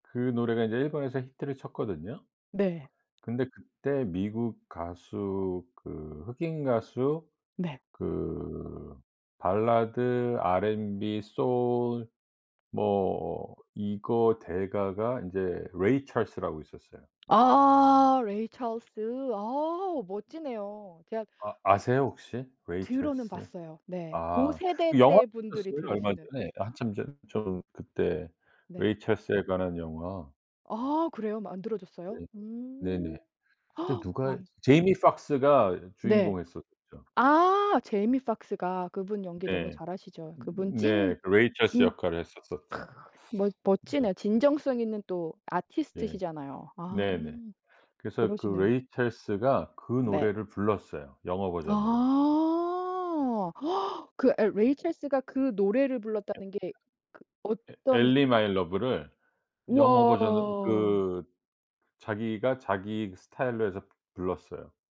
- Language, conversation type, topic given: Korean, podcast, 다시 듣고 싶은 옛 노래가 있으신가요?
- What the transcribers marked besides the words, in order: put-on voice: "Ray Charles라고"; put-on voice: "Ray Charles"; put-on voice: "Ray Charles"; gasp; in English: "Jamie Foxx가"; put-on voice: "Jamie Foxx가"; put-on voice: "Ray Charles"; drawn out: "아"; gasp; put-on voice: "Ray Charles가"; other background noise; drawn out: "우와"